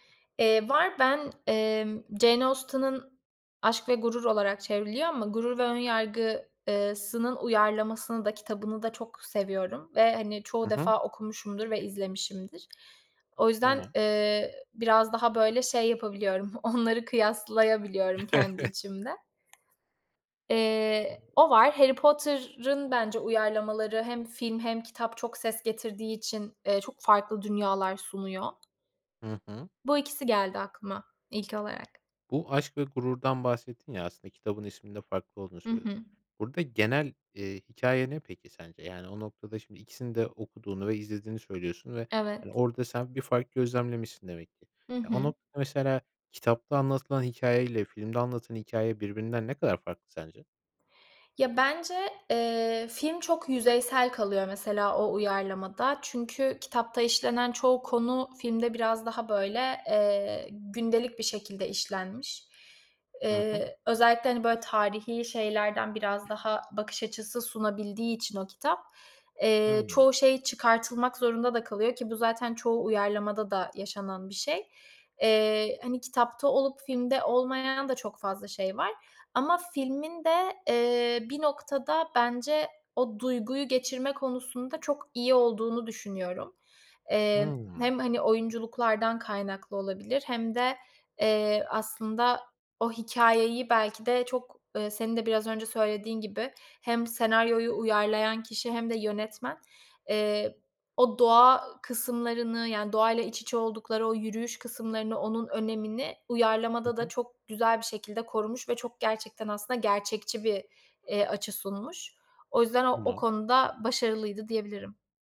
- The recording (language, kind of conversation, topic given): Turkish, podcast, Kitap okumak ile film izlemek hikâyeyi nasıl değiştirir?
- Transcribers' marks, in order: laughing while speaking: "onları"; chuckle; tapping; other background noise; unintelligible speech